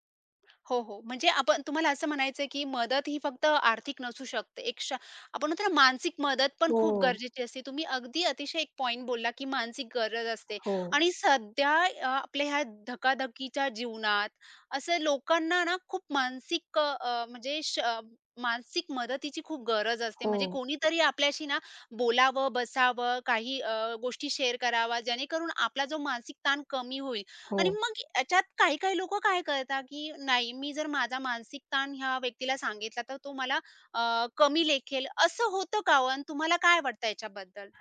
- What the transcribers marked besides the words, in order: other background noise; in English: "शेअर"; tapping
- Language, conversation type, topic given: Marathi, podcast, मदत मागताना वाटणारा संकोच आणि अहंभाव कमी कसा करावा?